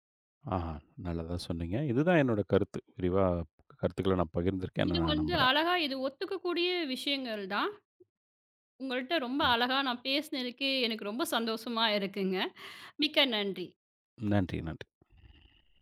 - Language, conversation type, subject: Tamil, podcast, பாரம்பரிய உணவுகளை அடுத்த தலைமுறைக்கு எப்படிக் கற்றுக்கொடுப்பீர்கள்?
- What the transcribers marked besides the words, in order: other noise; other background noise